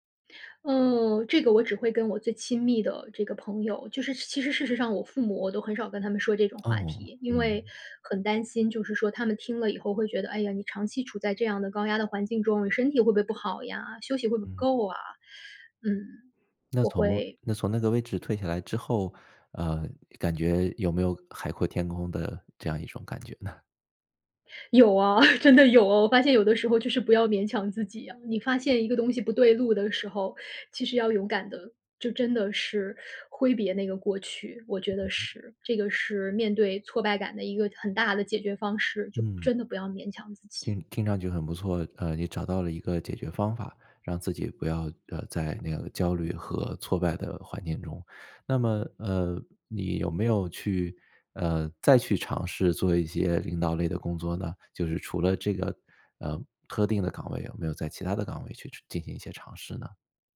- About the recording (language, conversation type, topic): Chinese, podcast, 受伤后你如何处理心理上的挫败感？
- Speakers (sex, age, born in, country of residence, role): female, 40-44, China, United States, guest; male, 40-44, China, United States, host
- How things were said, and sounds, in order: other background noise; tapping; laughing while speaking: "有啊，真的有"